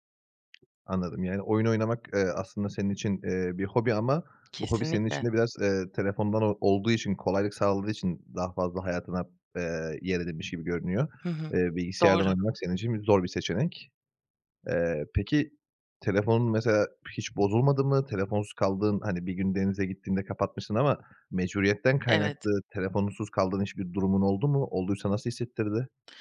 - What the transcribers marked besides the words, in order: tapping; other background noise
- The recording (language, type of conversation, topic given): Turkish, podcast, Telefon olmadan bir gün geçirsen sence nasıl olur?